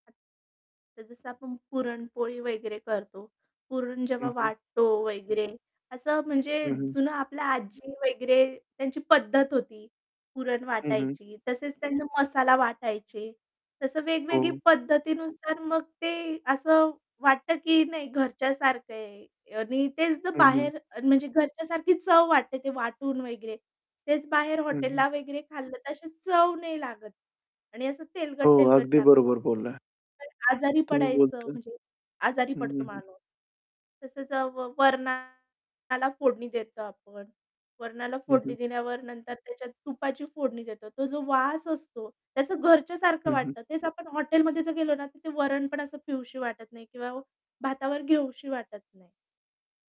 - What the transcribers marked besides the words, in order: other background noise; tapping; static; unintelligible speech; distorted speech; "प्यावीशी" said as "पिऊशी"; "घ्यावीशी" said as "घेऊशी"
- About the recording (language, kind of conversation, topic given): Marathi, podcast, स्वयंपाकघरातील कोणता पदार्थ तुम्हाला घरासारखं वाटायला लावतो?